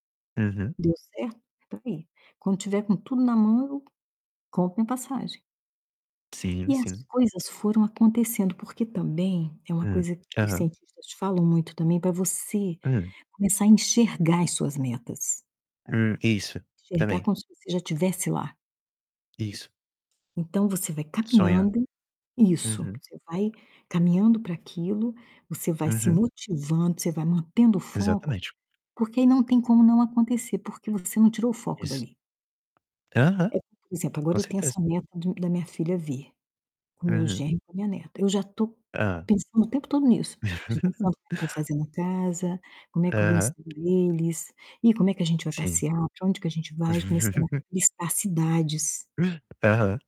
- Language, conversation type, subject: Portuguese, unstructured, Qual é o maior desafio para alcançar suas metas?
- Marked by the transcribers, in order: tapping; mechanical hum; distorted speech; laugh; chuckle